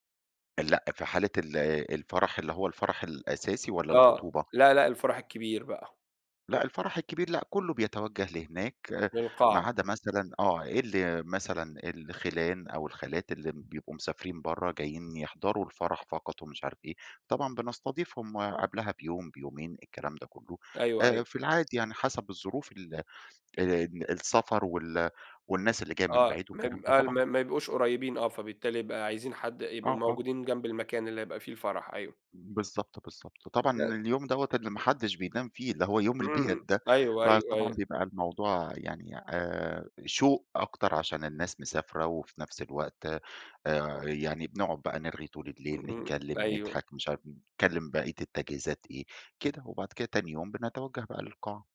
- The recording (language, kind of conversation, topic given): Arabic, podcast, إزاي بتحتفلوا بالمناسبات التقليدية عندكم؟
- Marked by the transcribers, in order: tapping; unintelligible speech